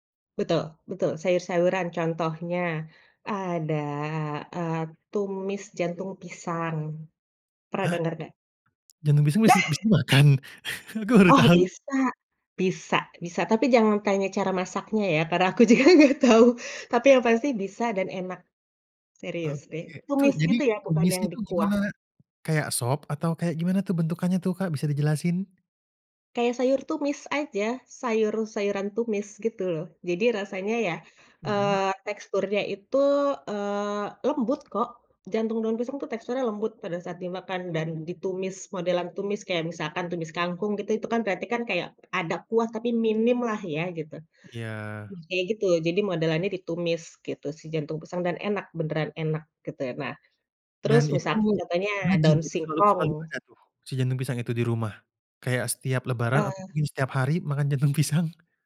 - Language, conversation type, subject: Indonesian, podcast, Ceritakan pengalaman memasak bersama nenek atau kakek dan apakah ada ritual yang berkesan?
- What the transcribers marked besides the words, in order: other background noise; tapping; chuckle; laughing while speaking: "Aku baru tau"; laughing while speaking: "aku juga nggak tahu"; laughing while speaking: "pisang?"